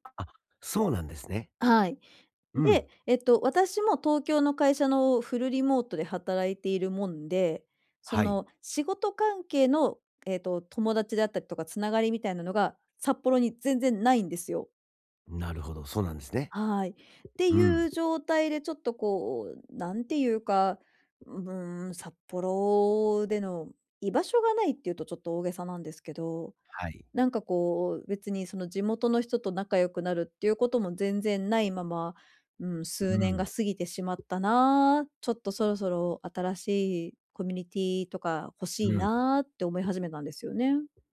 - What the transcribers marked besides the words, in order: tapping
- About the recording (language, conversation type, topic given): Japanese, advice, 新しい場所でどうすれば自分の居場所を作れますか？